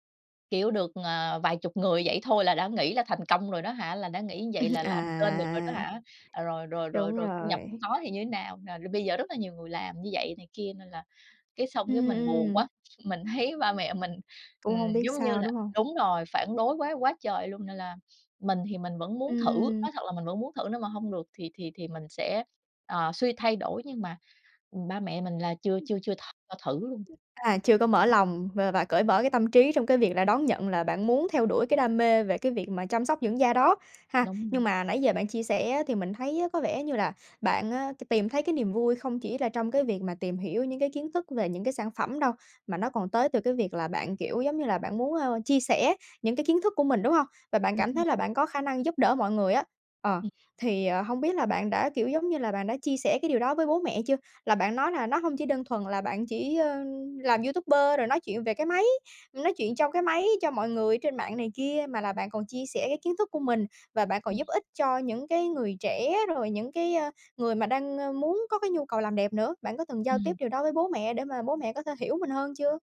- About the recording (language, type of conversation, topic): Vietnamese, advice, Làm sao để theo đuổi đam mê mà không khiến bố mẹ thất vọng?
- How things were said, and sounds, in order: chuckle; tapping; other background noise